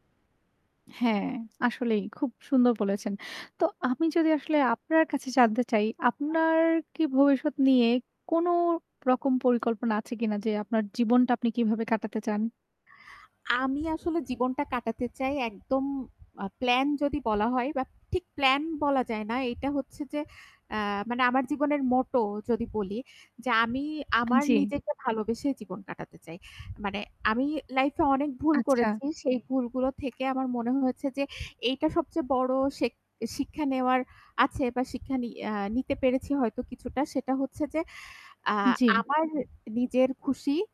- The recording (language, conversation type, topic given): Bengali, unstructured, আপনি ভবিষ্যতে কী ধরনের জীবনযাপন করতে চান?
- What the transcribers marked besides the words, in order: static; distorted speech; tapping